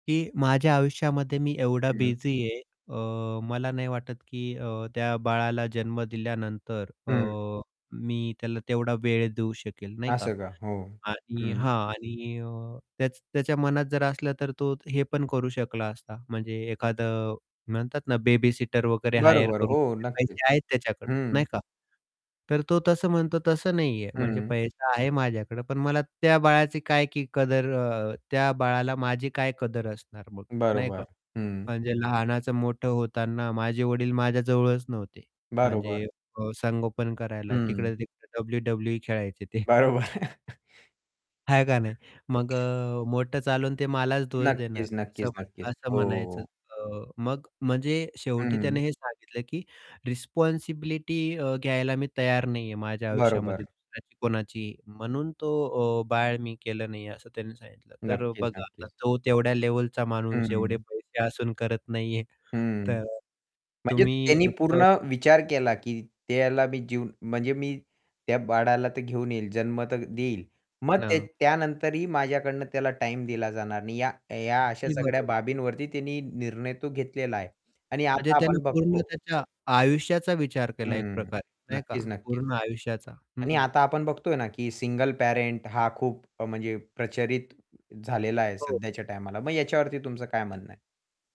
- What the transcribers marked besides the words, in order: static; distorted speech; in English: "हायर"; unintelligible speech; laughing while speaking: "ते"; laughing while speaking: "बरोबर"; chuckle; other background noise; in English: "रिस्पॉन्सिबिलिटी"
- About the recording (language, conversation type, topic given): Marathi, podcast, तुमच्या मते बाळ होण्याचा निर्णय कसा आणि कधी घ्यायला हवा?